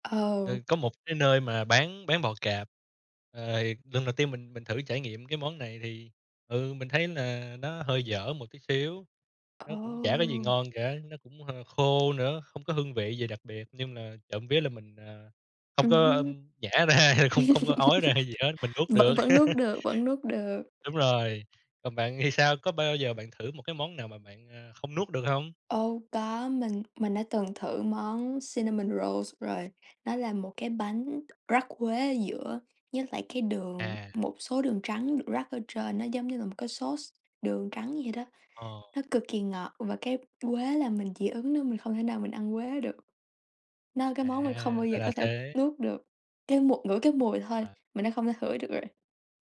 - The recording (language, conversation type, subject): Vietnamese, unstructured, Món ăn nào bạn từng thử nhưng không thể nuốt được?
- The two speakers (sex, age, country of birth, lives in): female, 18-19, Vietnam, United States; male, 30-34, Vietnam, Vietnam
- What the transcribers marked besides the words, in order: tapping; laughing while speaking: "nhả ra, không không có ói ra gì hết, mình nuốt được"; laugh; laugh; in English: "cinnamon rolls"; other noise; in English: "sauce"